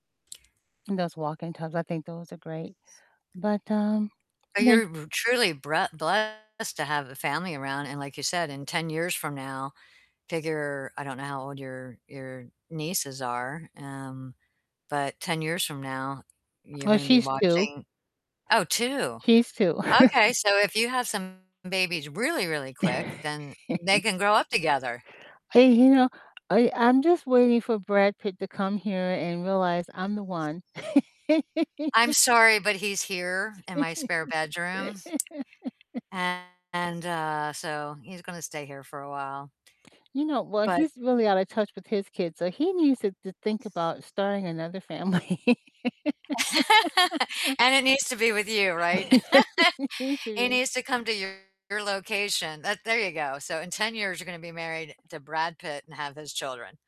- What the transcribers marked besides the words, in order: distorted speech; other background noise; tapping; chuckle; chuckle; laugh; laugh; laughing while speaking: "family"; laugh; static; laugh
- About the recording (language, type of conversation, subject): English, unstructured, How do you imagine your life will be different in ten years?